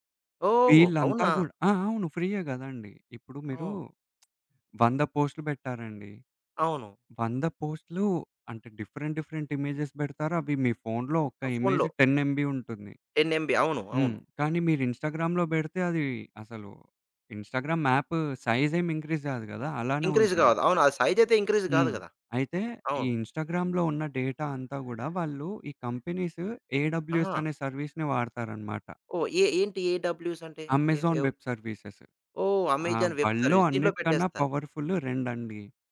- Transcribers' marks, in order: lip smack; in English: "డిఫరెంట్ డిఫరెంట్ ఇమేజెస్"; in English: "ఇమేజ్ టెన్ ఎంబీ"; in English: "టెన్ ఎంబీ"; in English: "ఇన్‌స్టాగ్రామ్‌లో"; in English: "ఇన్‌స్టాగ్రామ్ యాప్ సైజ్"; in English: "ఇంక్రీజ్"; in English: "ఇంక్రీజ్"; in English: "ఇంక్రీజ్"; in English: "ఇన్‌స్టాగ్రామ్‌లో"; in English: "డేటా"; in English: "కంపెనీస్ ఏడబల్యూఎస్"; in English: "సర్వీస్‌ని"; in English: "అమెజాన్ వెబ్ సర్వీసెస్"; in English: "అమెజాన్ వెబ్ సర్వీస్"; in English: "వల్డ్‌లో"
- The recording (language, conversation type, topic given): Telugu, podcast, క్లౌడ్ నిల్వను ఉపయోగించి ఫైళ్లను సజావుగా ఎలా నిర్వహిస్తారు?